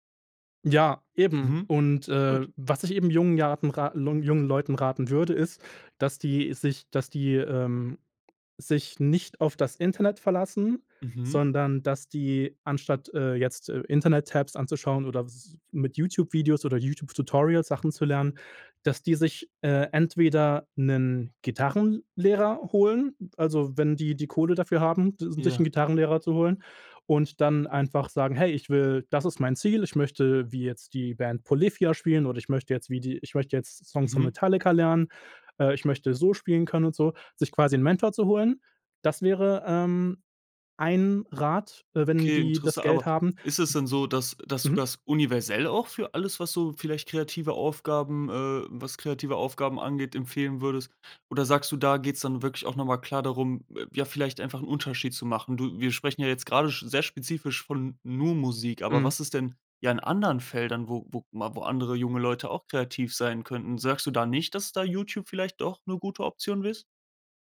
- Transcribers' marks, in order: unintelligible speech
- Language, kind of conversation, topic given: German, podcast, Was würdest du jungen Leuten raten, die kreativ wachsen wollen?